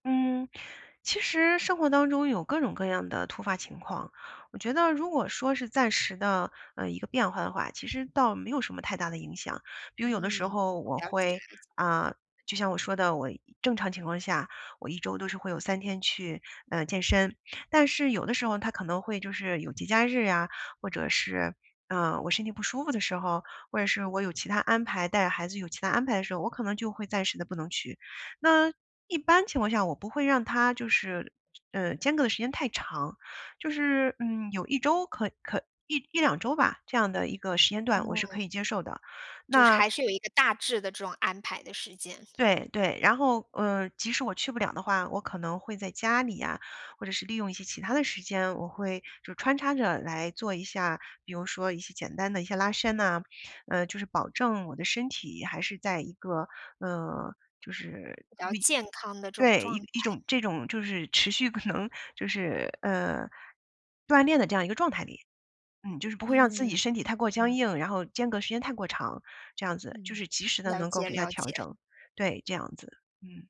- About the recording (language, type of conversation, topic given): Chinese, podcast, 你会怎么设定小目标来督促自己康复？
- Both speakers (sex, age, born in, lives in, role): female, 30-34, China, Germany, host; female, 40-44, China, United States, guest
- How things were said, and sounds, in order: other background noise; unintelligible speech; laughing while speaking: "可能"